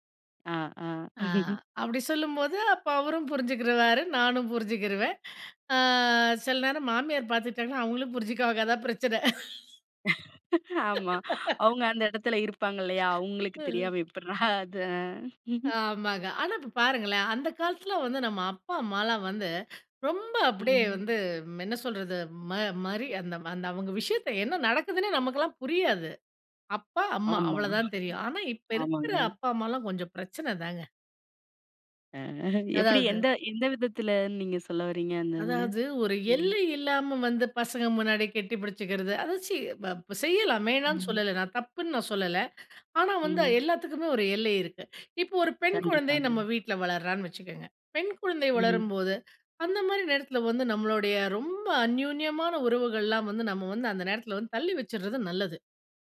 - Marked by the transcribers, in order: other background noise; laugh; laughing while speaking: "நானும் புரிஞ்சுக்கிருவேன்"; drawn out: "ஆ"; laughing while speaking: "அவங்களும் புரிஞ்சுக்குவாங்க, அதான் பிரச்சனை"; laughing while speaking: "ஆமா. அவங்க அந்த இடத்தில்ல இருப்பாங்க இல்லையா? அவங்களுக்கு தெரியாம எப்பற்ரா அது"; laugh; "எப்டிடா" said as "எப்பற்ரா"; laughing while speaking: "ஆமாங்க"; chuckle; laughing while speaking: "அ எப்படி? எந்த"
- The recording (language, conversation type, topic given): Tamil, podcast, குழந்தைகள் பிறந்த பிறகு காதல் உறவை எப்படி பாதுகாப்பீர்கள்?